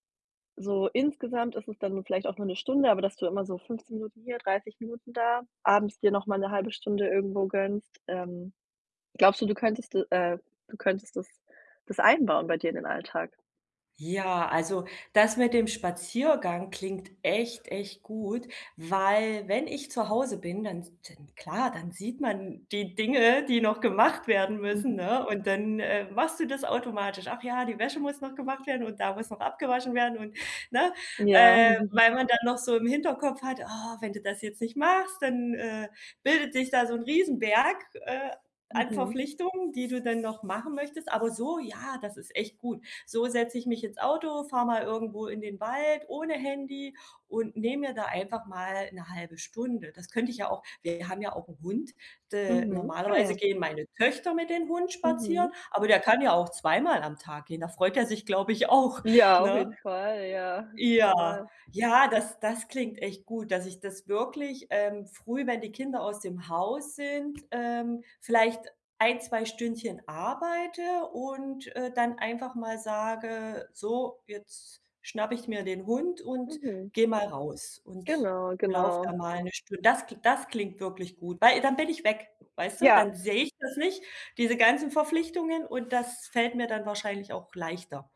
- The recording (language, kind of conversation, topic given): German, advice, Wie finde ich ein Gleichgewicht zwischen Erholung und sozialen Verpflichtungen?
- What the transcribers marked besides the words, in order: other background noise; chuckle